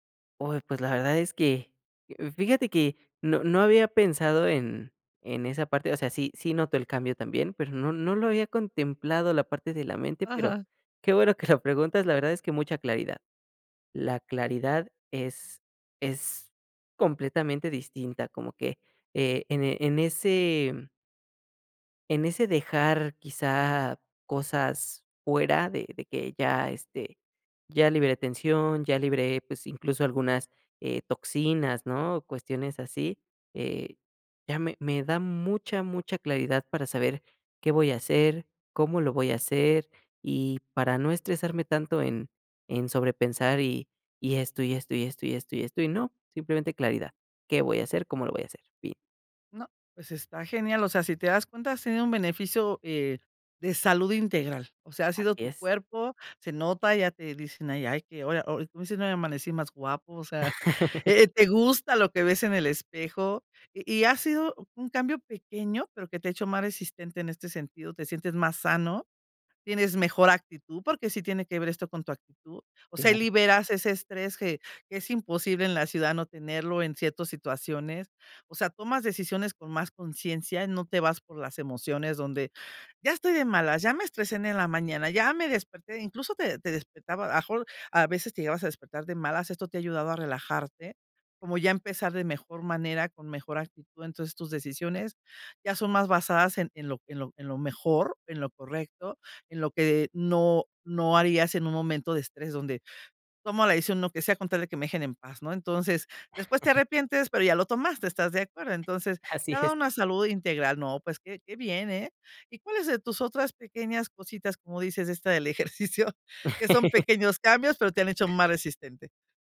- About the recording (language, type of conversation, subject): Spanish, podcast, ¿Qué pequeños cambios te han ayudado más a desarrollar resiliencia?
- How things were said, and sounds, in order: laughing while speaking: "que"; laugh; chuckle; chuckle; other background noise; laughing while speaking: "Así es"; laughing while speaking: "ejercicio?"; laugh